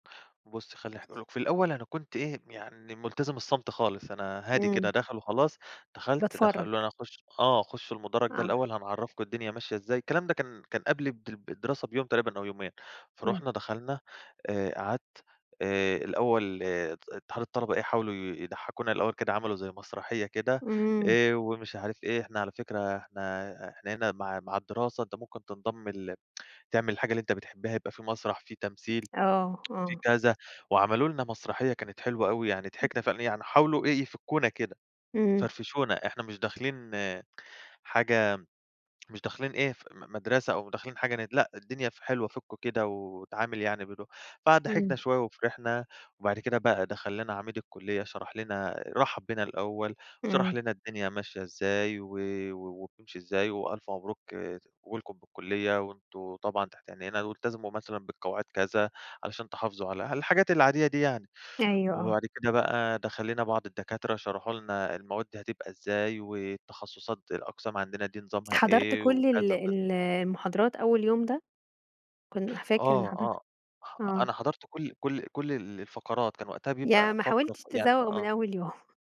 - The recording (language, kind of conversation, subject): Arabic, podcast, تحب تحكيلنا عن أول يوم ليك في الجامعة ولا في الثانوية كان عامل إزاي؟
- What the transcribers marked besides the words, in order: tapping; other background noise; tsk